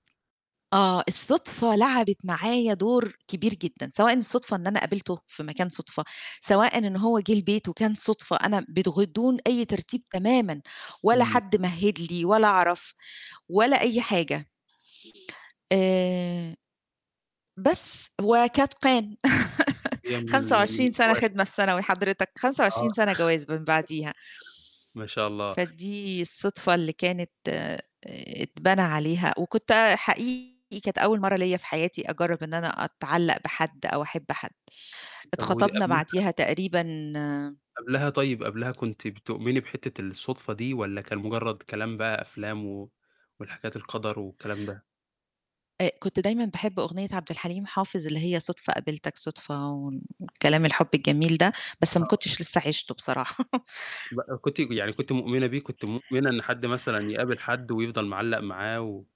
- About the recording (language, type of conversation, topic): Arabic, podcast, إيه أحلى صدفة خلتك تلاقي الحب؟
- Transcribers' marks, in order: tapping; "بدون" said as "بتغدون"; laugh; unintelligible speech; distorted speech; other noise; other background noise; laugh